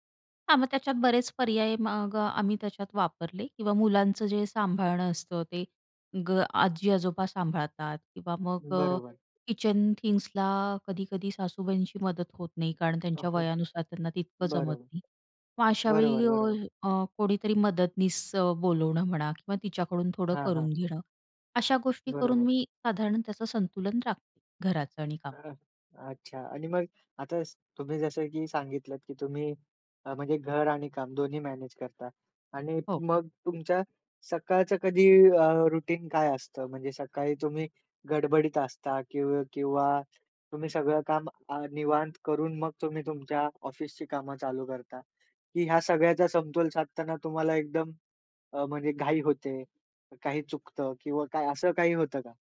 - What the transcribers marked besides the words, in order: tapping; in English: "थिंग्स"; other noise; unintelligible speech; in English: "रुटीन"; other background noise
- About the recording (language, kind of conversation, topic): Marathi, podcast, तुम्ही काम आणि घर यांच्यातील संतुलन कसे जपता?